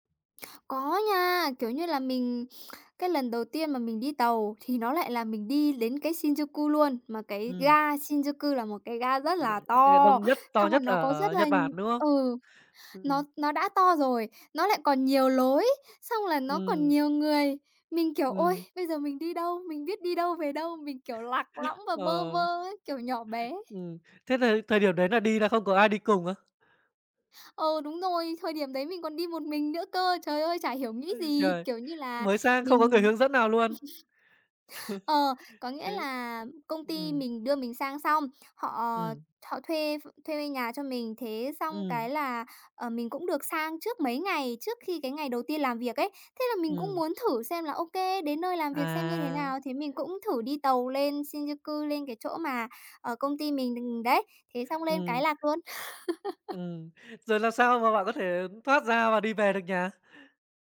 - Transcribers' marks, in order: unintelligible speech; tapping; laugh; laugh; laugh; other background noise
- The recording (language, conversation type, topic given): Vietnamese, podcast, Bạn có thể kể về một lần bạn bất ngờ trước văn hóa địa phương không?